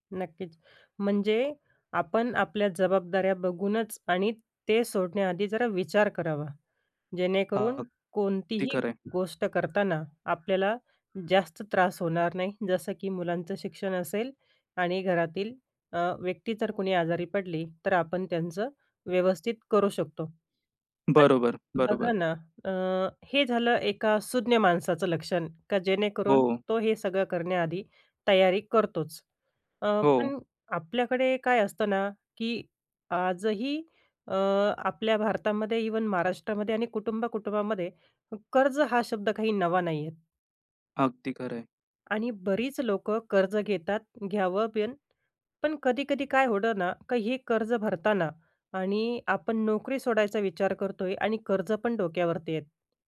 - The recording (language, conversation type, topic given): Marathi, podcast, नोकरी सोडण्याआधी आर्थिक तयारी कशी करावी?
- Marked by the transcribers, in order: unintelligible speech; in English: "इव्हन"